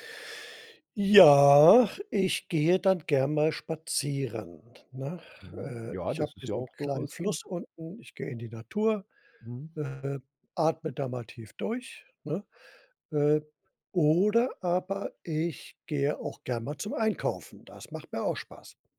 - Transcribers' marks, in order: drawn out: "Ja"; other background noise
- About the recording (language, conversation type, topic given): German, podcast, Wie gelingt es dir, auch im Homeoffice wirklich abzuschalten?